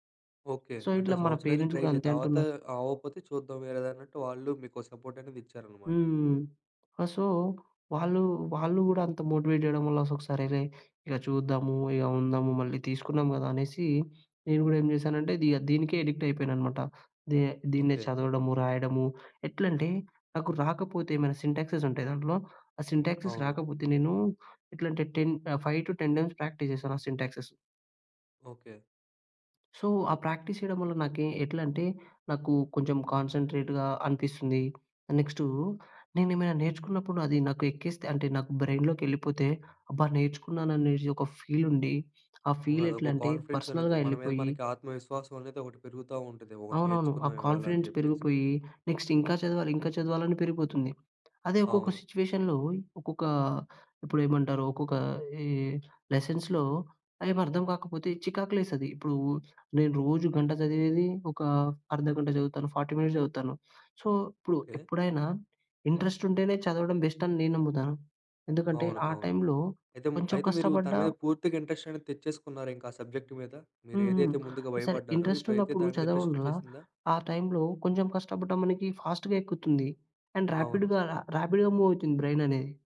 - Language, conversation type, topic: Telugu, podcast, మీ జీవితంలో జరిగిన ఒక పెద్ద మార్పు గురించి వివరంగా చెప్పగలరా?
- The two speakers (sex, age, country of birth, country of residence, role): male, 20-24, India, India, guest; male, 25-29, India, India, host
- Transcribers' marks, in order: in English: "సో"; in English: "పేరెంట్స్"; in English: "ట్రై"; in English: "సో"; in English: "మోటివేట్"; unintelligible speech; other background noise; in English: "అడిక్ట్"; in English: "సింటాక్సెస్"; in English: "సింటాక్సెస్"; tapping; in English: "ఫైవ్ టూ టెన్ టైమ్స్ ప్రాక్టీస్"; in English: "సో"; in English: "ప్రాక్టీస్"; in English: "బ్రైయిన్‌లోకెళ్ళిపోతే"; in English: "పర్సనల్‌గా"; in English: "కాన్ఫిడెన్స్"; in English: "నెక్స్ట్"; other noise; in English: "లెసన్స్‌లో"; in English: "ఫార్టీ మినిట్స్"; in English: "సో"; in English: "ఇంట్రెస్ట్"; "చదవడం వల్ల" said as "చదవండ్ల"; in English: "ఫాస్ట్‌గా"; in English: "అండ్ ర్యాపిడ్‌గా, రా ర్యాపిడ్‌గా మూవ్"